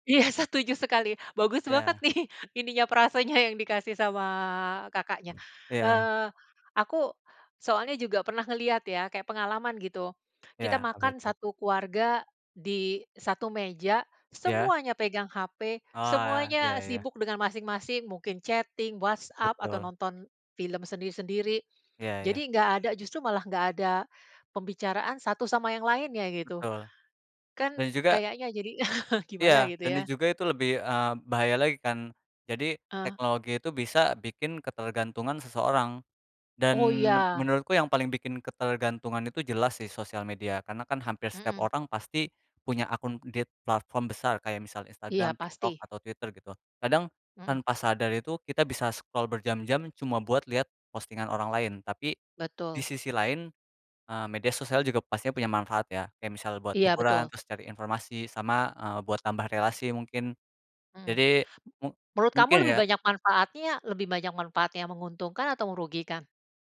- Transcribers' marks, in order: laughing while speaking: "Iya"; laughing while speaking: "nih"; other background noise; in English: "chatting"; chuckle; in English: "scroll"
- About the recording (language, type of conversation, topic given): Indonesian, unstructured, Inovasi teknologi apa yang membuat kehidupan sehari-hari menjadi lebih menyenangkan?